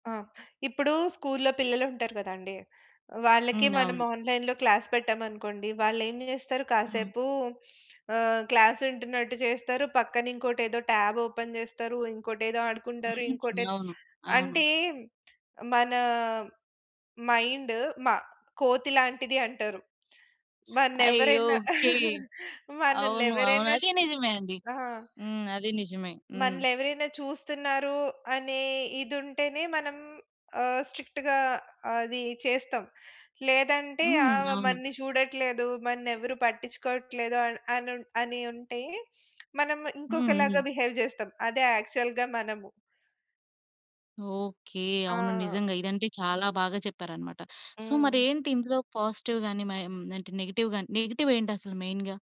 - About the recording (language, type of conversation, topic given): Telugu, podcast, మీ రోజువారీ దినచర్యలో ధ్యానం లేదా శ్వాసాభ్యాసం ఎప్పుడు, ఎలా చోటు చేసుకుంటాయి?
- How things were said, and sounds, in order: in English: "ఆన్‌లైన్‌లో క్లాస్"; in English: "క్లాస్"; unintelligible speech; in English: "టాబ్ ఓపెన్"; in English: "మైండ్"; chuckle; in English: "స్ట్రిక్ట్‌గా"; other background noise; in English: "బిహేవ్"; in English: "యాక్చువల్‌గా"; in English: "సో"; in English: "పాజిటివ్"; in English: "నెగెటివ్"; in English: "నెగెటివ్"; in English: "మెయిన్‌గా?"